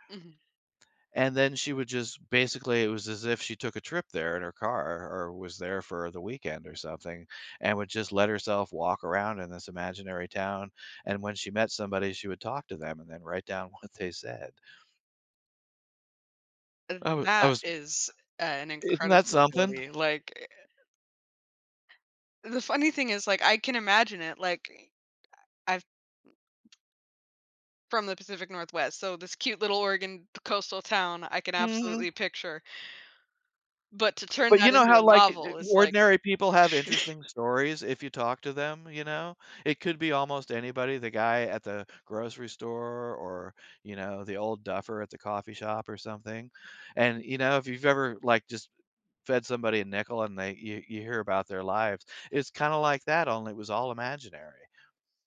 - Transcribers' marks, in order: tapping; other background noise; chuckle
- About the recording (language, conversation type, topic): English, unstructured, How can friendships be maintained while prioritizing personal goals?
- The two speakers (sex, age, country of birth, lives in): female, 30-34, United States, United States; male, 60-64, United States, United States